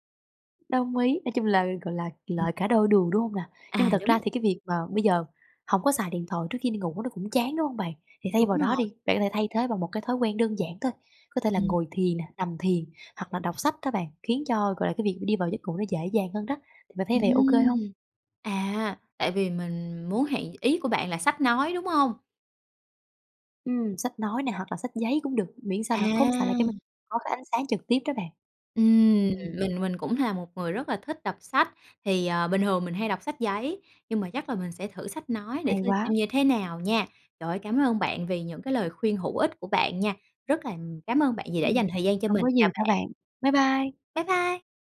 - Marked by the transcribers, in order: other background noise; tapping
- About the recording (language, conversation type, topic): Vietnamese, advice, Dùng quá nhiều màn hình trước khi ngủ khiến khó ngủ